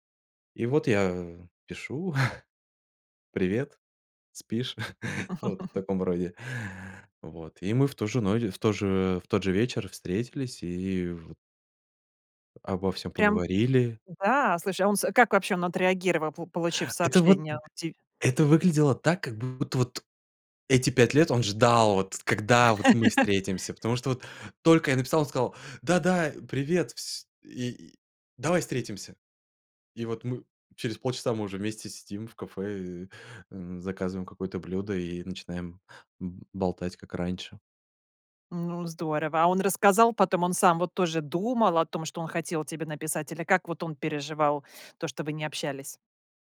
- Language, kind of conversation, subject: Russian, podcast, Как вернуть утраченную связь с друзьями или семьёй?
- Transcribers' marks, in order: chuckle; laugh; other background noise; tapping; laugh